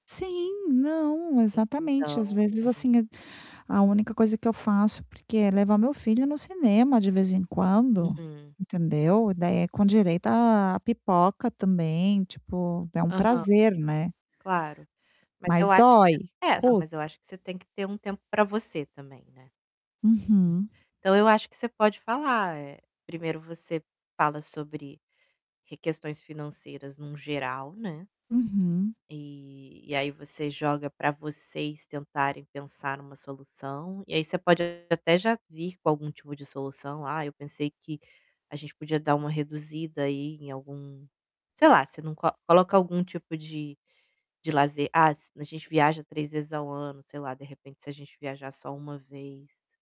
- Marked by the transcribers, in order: static; distorted speech; other background noise
- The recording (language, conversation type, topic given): Portuguese, advice, Como posso falar sobre dinheiro com meu parceiro sem brigar?